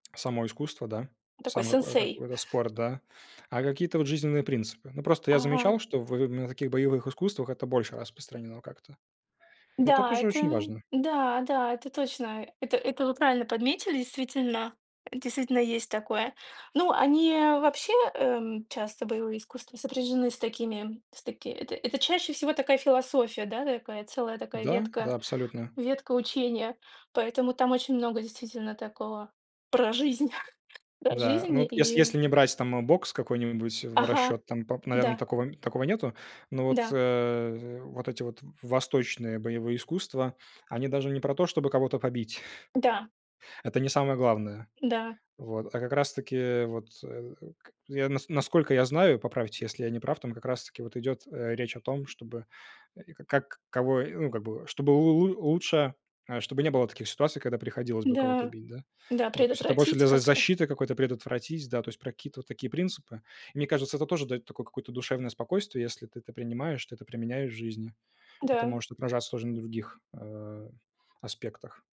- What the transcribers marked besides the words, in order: tapping; chuckle; other background noise
- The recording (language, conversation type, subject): Russian, unstructured, Как спорт помогает тебе справляться со стрессом?